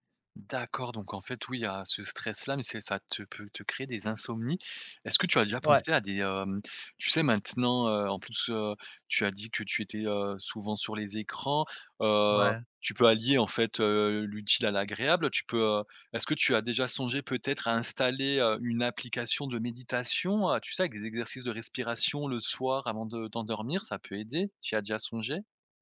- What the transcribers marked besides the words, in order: stressed: "d'accord"; stressed: "méditation"; tapping
- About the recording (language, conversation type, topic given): French, advice, Incapacité à se réveiller tôt malgré bonnes intentions